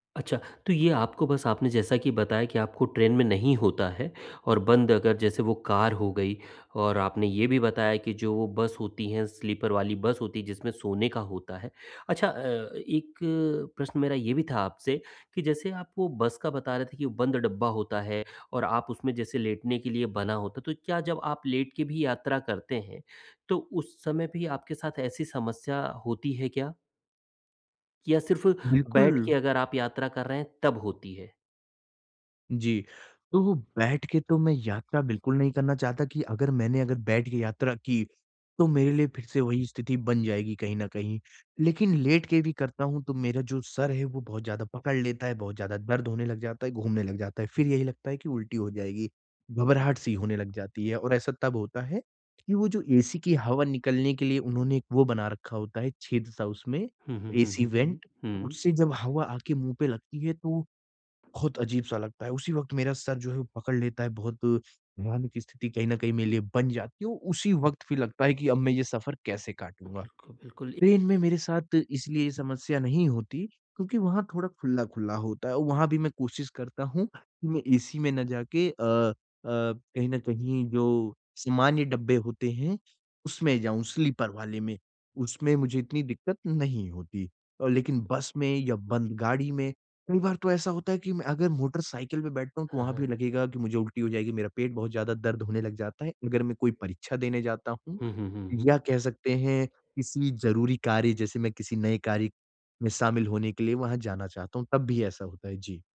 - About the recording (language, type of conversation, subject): Hindi, advice, मैं यात्रा की अनिश्चितता और तनाव को कैसे संभालूँ और यात्रा का आनंद कैसे लूँ?
- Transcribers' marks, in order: in English: "स्लीपर"; in English: "एसी वेंट"; in English: "स्लीपर"